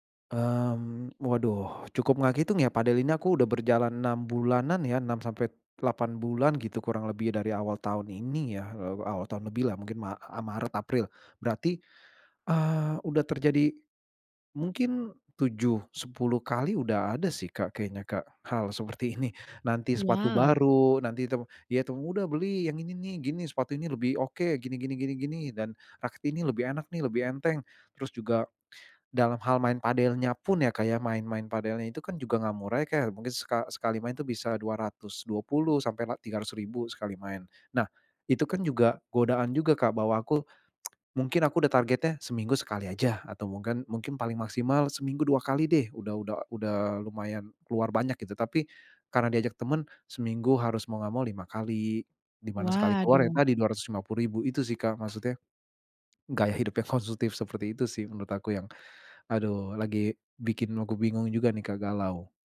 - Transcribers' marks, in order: tsk; tongue click
- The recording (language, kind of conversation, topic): Indonesian, advice, Bagaimana cara menghadapi tekanan dari teman atau keluarga untuk mengikuti gaya hidup konsumtif?